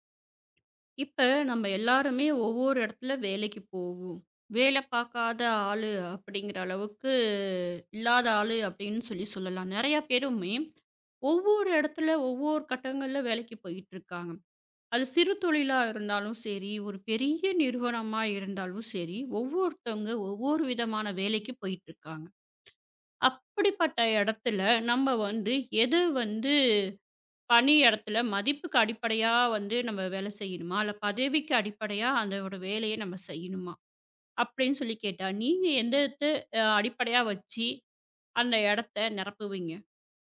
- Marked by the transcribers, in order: "அந்த" said as "வோட"; "வேலையை" said as "வேலைய"; "நாம" said as "நம்ம"
- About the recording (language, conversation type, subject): Tamil, podcast, பணியிடத்தில் மதிப்பு முதன்மையா, பதவி முதன்மையா?